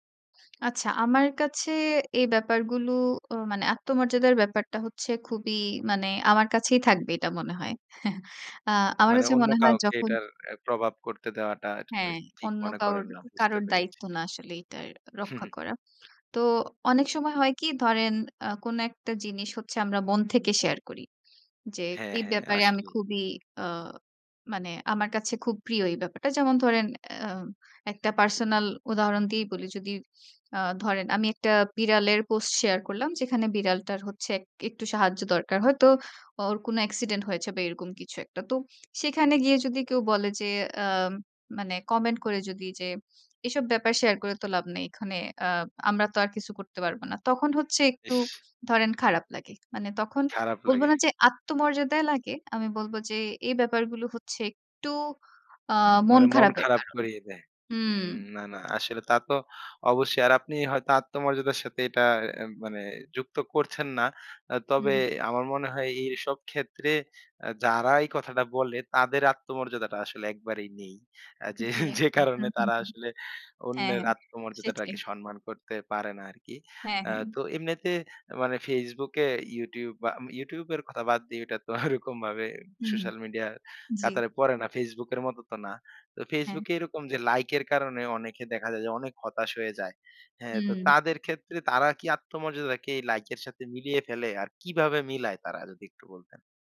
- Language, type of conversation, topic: Bengali, podcast, লাইকের সংখ্যা কি তোমার আত্মমর্যাদাকে প্রভাবিত করে?
- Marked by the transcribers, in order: chuckle; laughing while speaking: "যে কারণে"